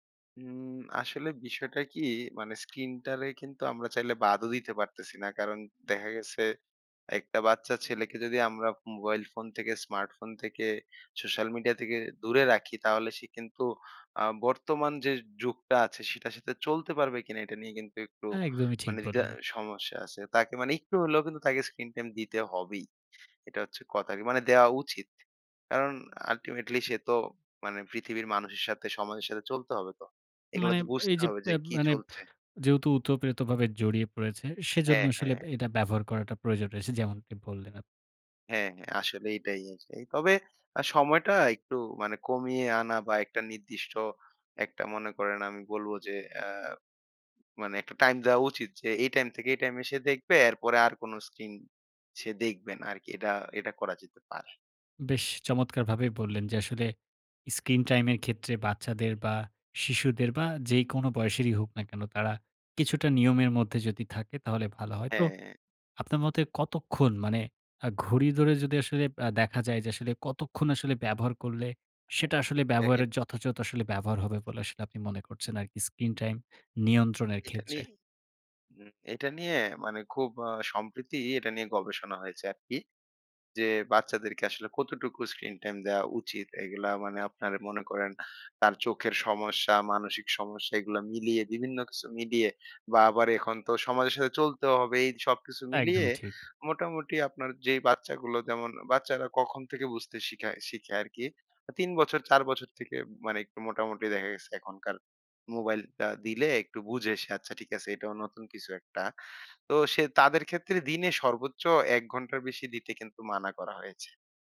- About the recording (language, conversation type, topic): Bengali, podcast, শিশুদের স্ক্রিন টাইম নিয়ন্ত্রণে সাধারণ কোনো উপায় আছে কি?
- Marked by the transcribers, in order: in English: "ultimately"; "ওতপ্রোতভাবে" said as "উতপ্রেতভাবে"